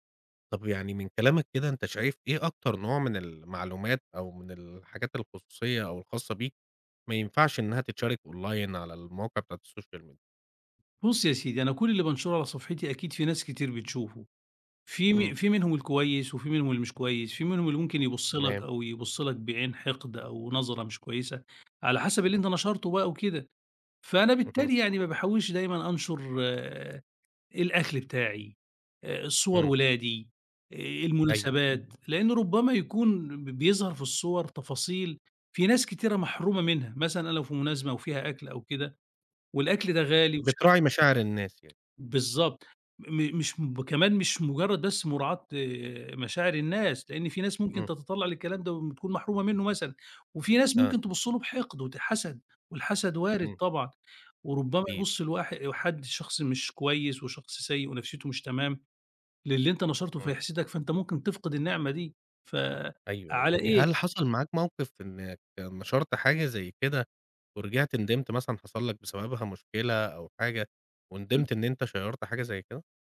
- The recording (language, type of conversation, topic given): Arabic, podcast, إيه نصايحك عشان أحمي خصوصيتي على السوشال ميديا؟
- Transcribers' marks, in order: in English: "أونلاين"; in English: "الSocial Media؟"; other background noise; tapping; in English: "شيّرت"